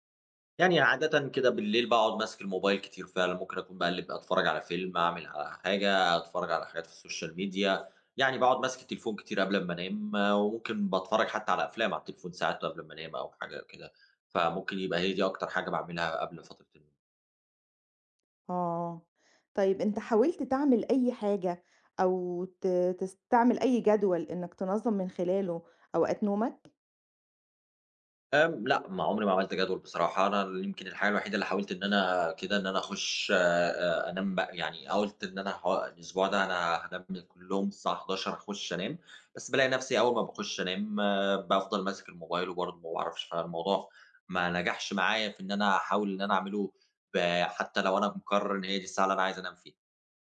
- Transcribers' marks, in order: in English: "social media"; unintelligible speech
- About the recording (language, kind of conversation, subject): Arabic, advice, إزاي أقدر ألتزم بمواعيد نوم ثابتة؟